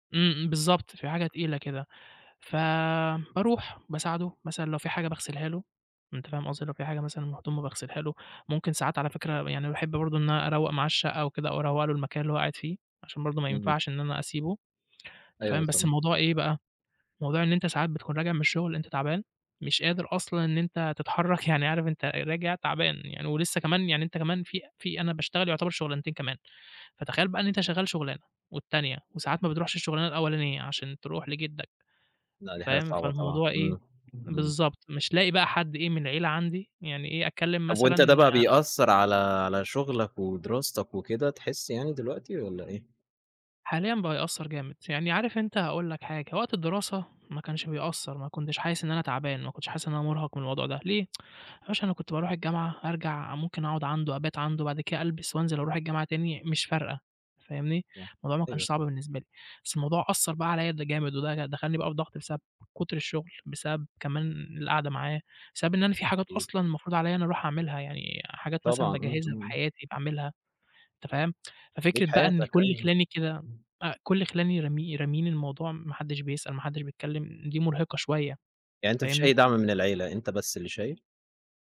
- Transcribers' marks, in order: laughing while speaking: "يعني"; tsk
- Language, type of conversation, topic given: Arabic, advice, إزاي تحمّلت رعاية أبوك أو أمك وهما كبار في السن وده أثّر على حياتك إزاي؟